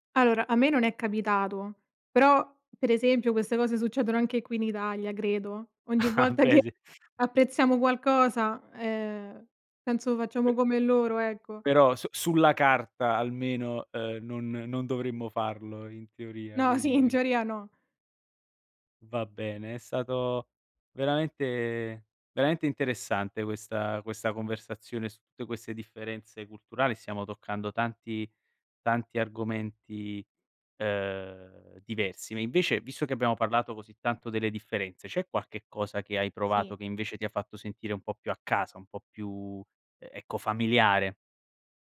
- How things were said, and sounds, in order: laughing while speaking: "Ah"; laughing while speaking: "che"; laughing while speaking: "sì"
- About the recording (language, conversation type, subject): Italian, podcast, Raccontami di una volta in cui il cibo ha unito persone diverse?